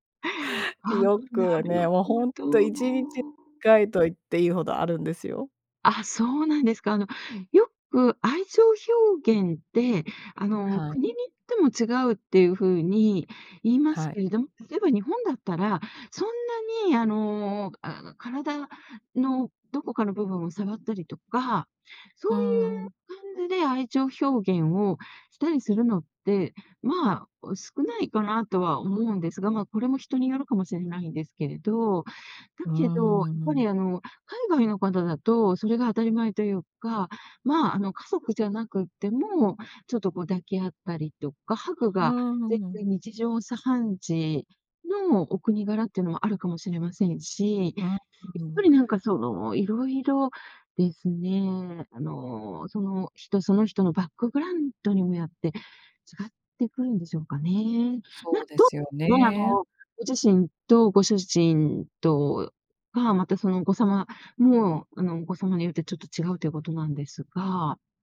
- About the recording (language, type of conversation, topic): Japanese, podcast, 愛情表現の違いが摩擦になることはありましたか？
- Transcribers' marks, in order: other background noise